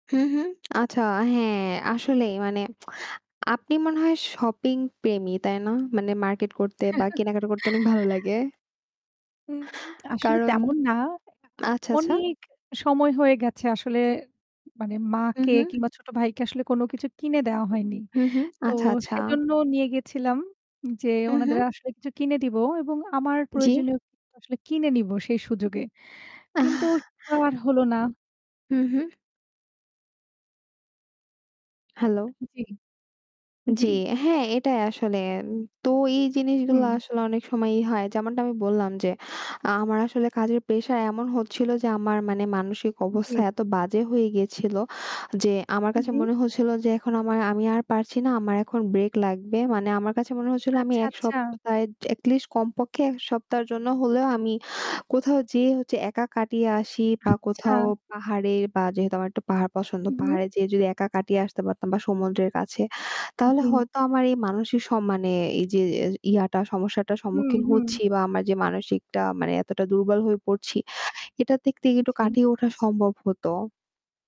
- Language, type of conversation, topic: Bengali, unstructured, কেন অনেক মানুষ মানসিক সমস্যাকে দুর্বলতার লক্ষণ বলে মনে করে?
- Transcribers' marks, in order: tsk; static; "প্রেমী" said as "পেমী"; chuckle; other background noise; tapping; distorted speech; "প্রেশার" said as "পেশার"